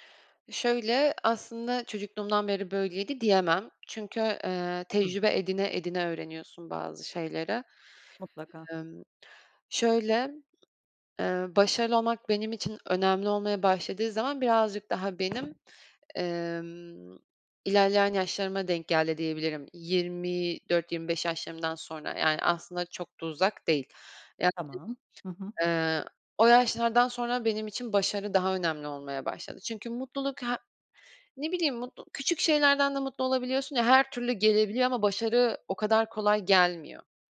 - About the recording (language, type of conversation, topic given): Turkish, podcast, Senin için mutlu olmak mı yoksa başarılı olmak mı daha önemli?
- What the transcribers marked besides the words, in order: unintelligible speech; other background noise; tapping; unintelligible speech